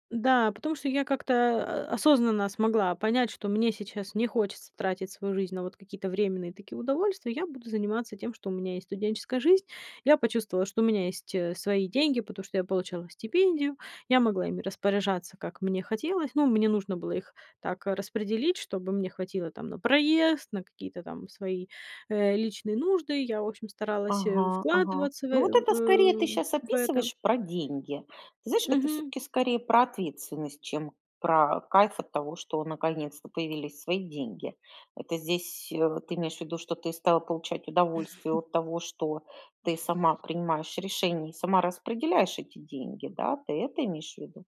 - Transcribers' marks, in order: chuckle
- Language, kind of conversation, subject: Russian, podcast, Когда ты впервые почувствовал(а) взрослую ответственность?